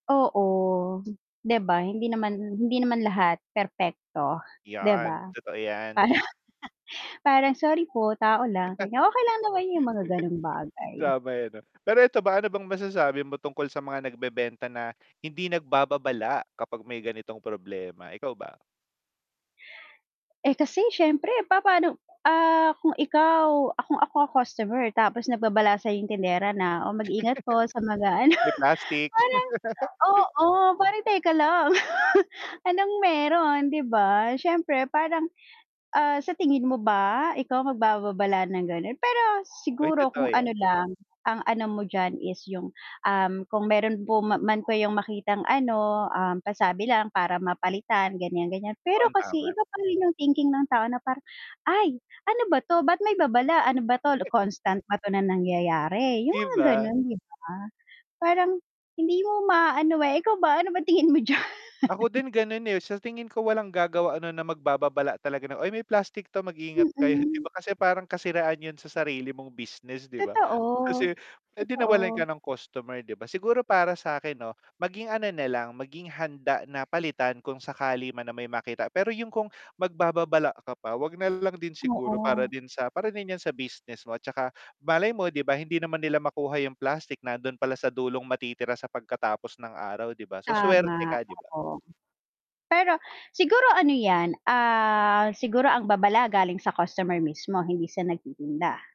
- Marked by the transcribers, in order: static; tapping; laughing while speaking: "Para"; chuckle; alarm; giggle; giggle; laughing while speaking: "mag-aano"; giggle; chuckle; distorted speech; laughing while speaking: "d'yan?"; chuckle; laughing while speaking: "kayo"; other background noise; bird
- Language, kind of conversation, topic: Filipino, unstructured, Ano ang nararamdaman mo kapag nakakain ka ng pagkaing may halong plastik?